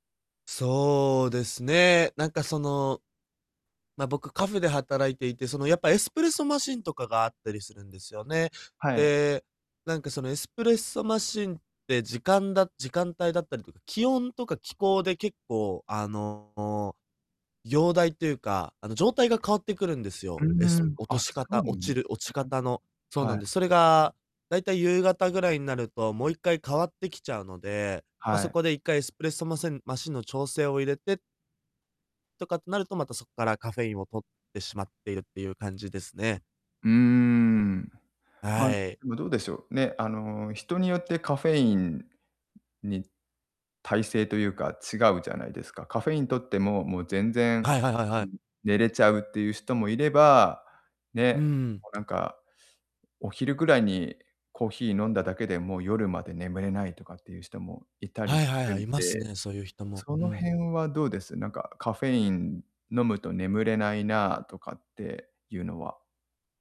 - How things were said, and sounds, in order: distorted speech
- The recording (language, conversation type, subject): Japanese, advice, 睡眠リズムが不規則でいつも疲れているのですが、どうすれば改善できますか？